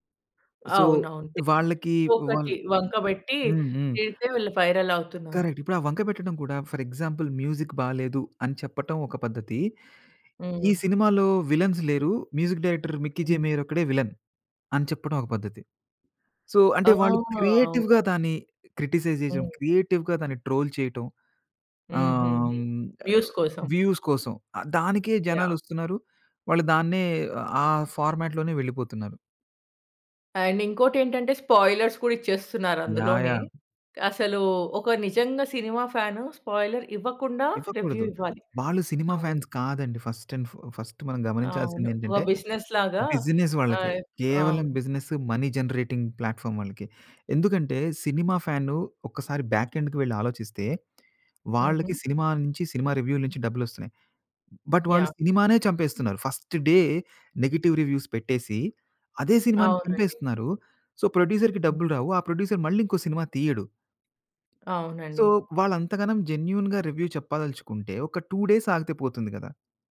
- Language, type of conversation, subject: Telugu, podcast, సోషల్ మీడియాలో వచ్చే హైప్ వల్ల మీరు ఏదైనా కార్యక్రమం చూడాలనే నిర్ణయం మారుతుందా?
- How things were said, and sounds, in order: in English: "సో"; in English: "కరెక్ట్"; in English: "వైరల్"; in English: "ఫర్ ఎగ్జాంపుల్ మ్యూజిక్"; in English: "విలన్స్"; in English: "మ్యూజిక్ డైరెక్టర్"; in English: "సో"; in English: "క్రియేటివ్‌గా"; in English: "క్రిటిసైజ్"; in English: "క్రియేటివ్‌గా"; in English: "ట్రోల్"; in English: "వ్యూస్"; in English: "వ్యూస్"; in English: "ఫార్మాట్‌లోనే"; in English: "అండ్"; in English: "స్పాయిలర్స్"; in English: "ఫ్యాన్ స్పాయిలర్"; in English: "రివ్యూ"; in English: "ఫ్యాన్స్"; in English: "ఫస్ట్ ఎండ్ ఫస్ట్"; in English: "బిజినెస్"; in English: "బిజినెస్"; in English: "బిజినెస్, మనీ జనరేటింగ్ ప్లాట్‌ఫార్మ్"; in English: "సినిమా ఫ్యాను"; in English: "బ్యాక్ ఎండ్‌కి"; in English: "సినిమా"; in English: "సినిమా రివ్యూల"; in English: "బట్"; in English: "ఫస్ట్ డే నెగెటివ్ రివ్యూస్"; in English: "సో ప్రొడ్యూసర్‌కి"; other background noise; in English: "ప్రొడ్యూసర్"; in English: "సో"; in English: "జెన్యూన్‌గా రివ్యూ"; in English: "టూ డేస్"